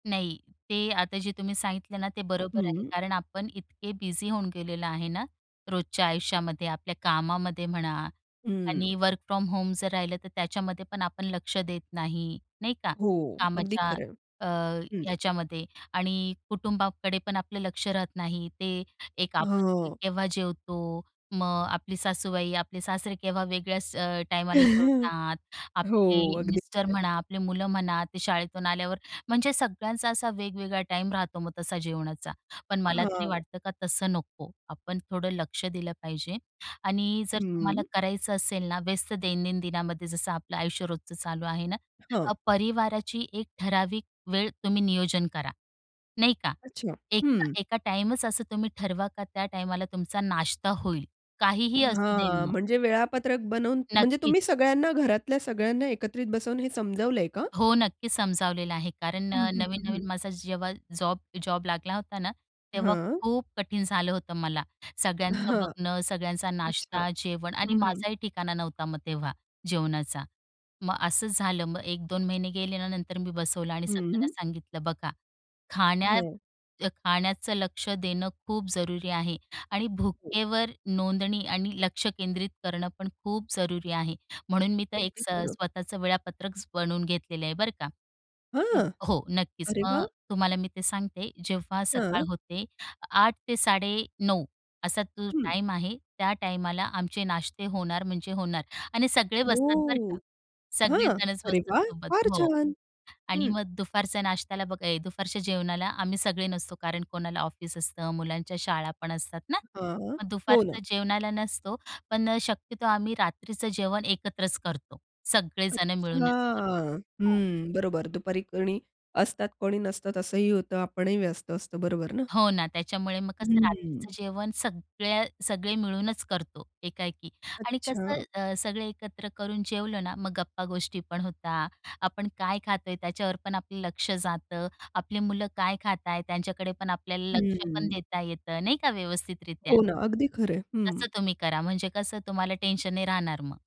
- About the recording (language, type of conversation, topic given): Marathi, podcast, खाण्यापूर्वी शरीराच्या भुकेचे संकेत कसे ओळखाल?
- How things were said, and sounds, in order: in English: "वर्क फ्रॉम होम"; tapping; other background noise; chuckle; laughing while speaking: "हां"